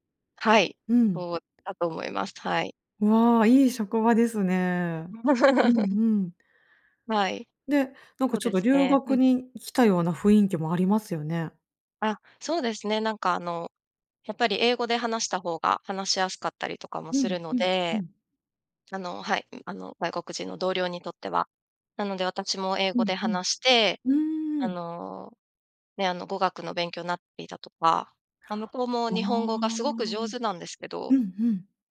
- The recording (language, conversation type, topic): Japanese, podcast, 新しい街で友達を作るには、どうすればいいですか？
- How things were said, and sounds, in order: laugh